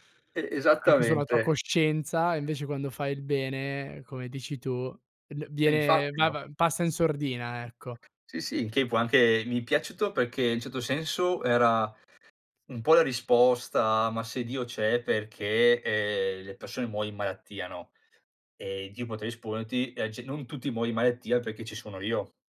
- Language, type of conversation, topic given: Italian, podcast, Qual è una puntata che non dimenticherai mai?
- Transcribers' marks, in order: other background noise; "certo" said as "cetto"; "muoiono" said as "muoi"; "poteva" said as "pote"; "risponderti" said as "isponti"; "muoion" said as "muoi"; "di" said as "ì"